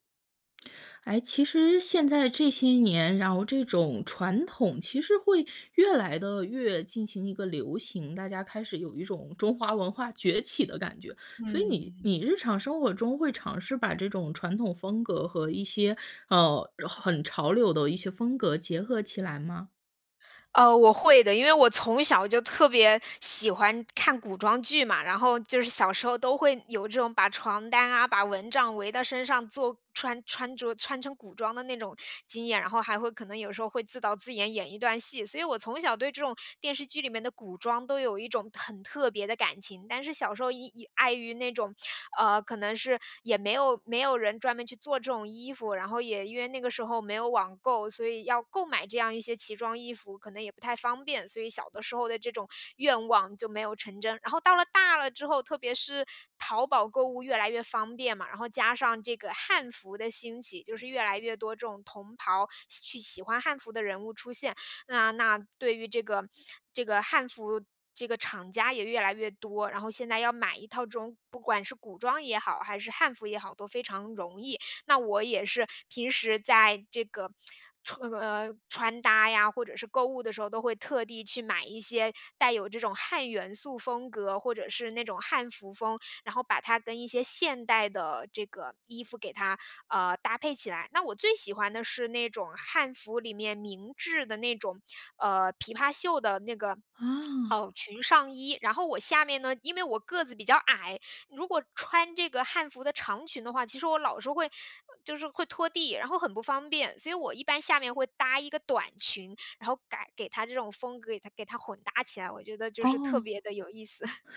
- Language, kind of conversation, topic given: Chinese, podcast, 你平常是怎么把传统元素和潮流风格混搭在一起的？
- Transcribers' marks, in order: laughing while speaking: "中华文化崛起"; tapping; other background noise; lip smack; lip smack; chuckle